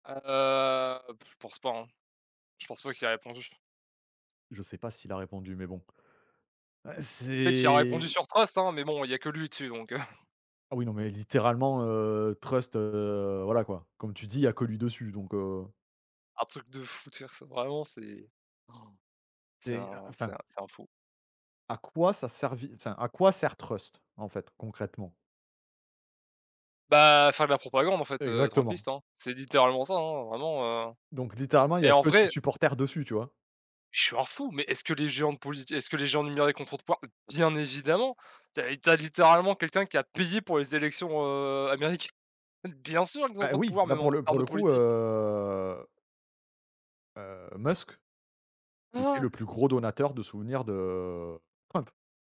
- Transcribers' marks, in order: chuckle; drawn out: "heu"
- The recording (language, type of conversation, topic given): French, unstructured, Penses-tu que les géants du numérique ont trop de pouvoir ?